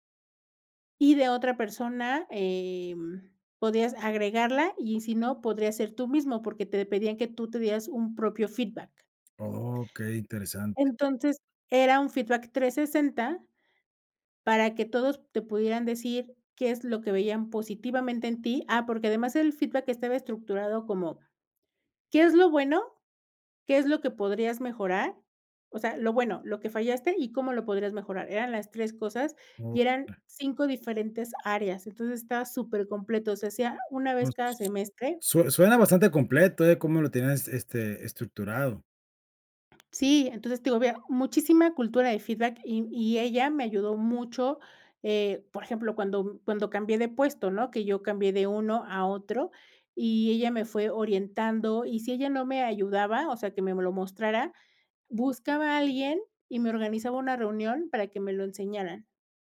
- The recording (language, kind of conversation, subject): Spanish, podcast, ¿Cómo manejas las críticas sin ponerte a la defensiva?
- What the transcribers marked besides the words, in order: unintelligible speech